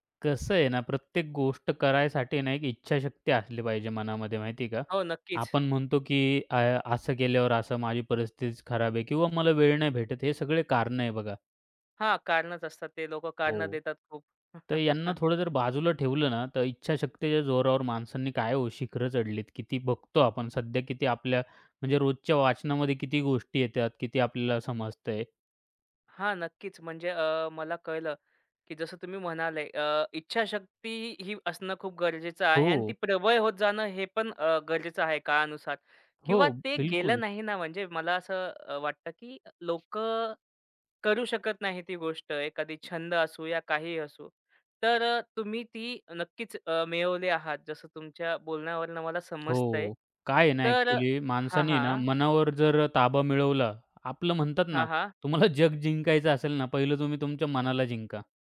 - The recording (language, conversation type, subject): Marathi, podcast, एखादा छंद तुम्ही कसा सुरू केला, ते सांगाल का?
- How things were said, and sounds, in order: chuckle; "येतात" said as "येत्यात"; tapping; other background noise